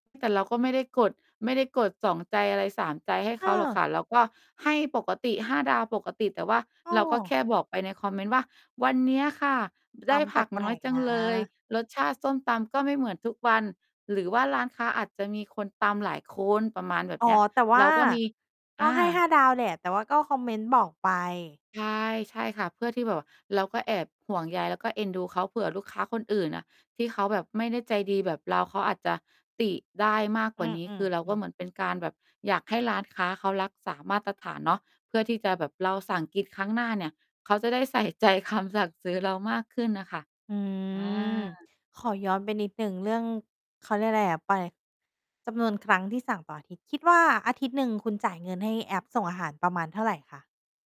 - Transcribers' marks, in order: tapping; laughing while speaking: "ใส่ใจ"; drawn out: "อืม"
- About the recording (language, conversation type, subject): Thai, podcast, แอปสั่งอาหารเดลิเวอรี่ส่งผลให้พฤติกรรมการกินของคุณเปลี่ยนไปอย่างไรบ้าง?